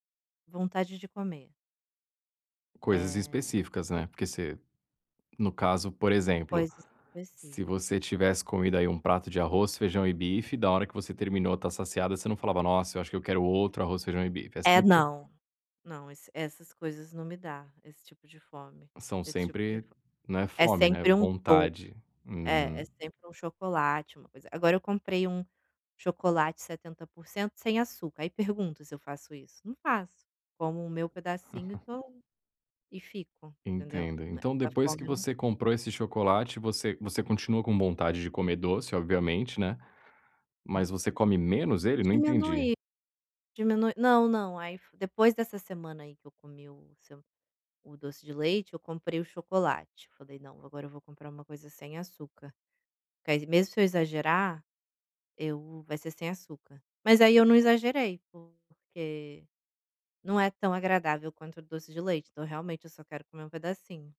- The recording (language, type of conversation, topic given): Portuguese, advice, Como posso diferenciar a fome de verdade da fome emocional?
- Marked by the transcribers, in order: tapping; chuckle